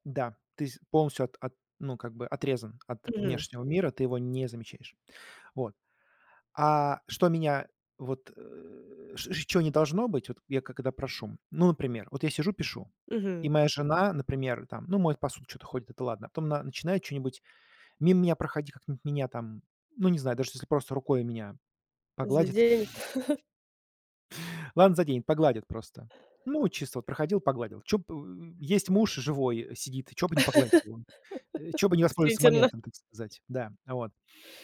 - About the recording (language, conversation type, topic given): Russian, podcast, Что помогает тебе быстрее начать творить?
- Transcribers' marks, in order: laugh; other background noise; tapping; laugh